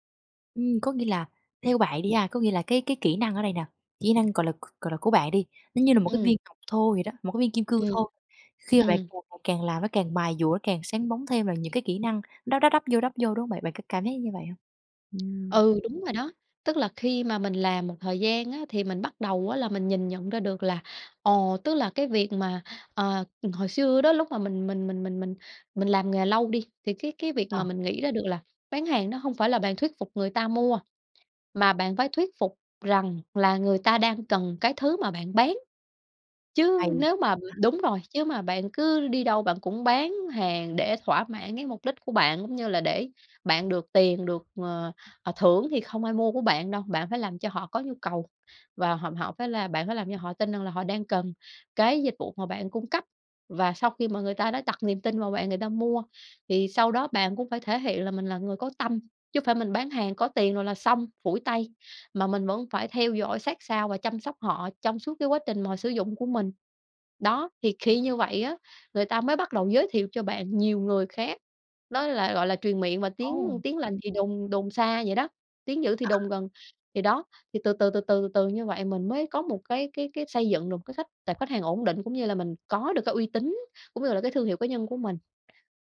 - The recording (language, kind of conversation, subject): Vietnamese, podcast, Bạn biến kỹ năng thành cơ hội nghề nghiệp thế nào?
- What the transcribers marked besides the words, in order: other background noise; unintelligible speech; tapping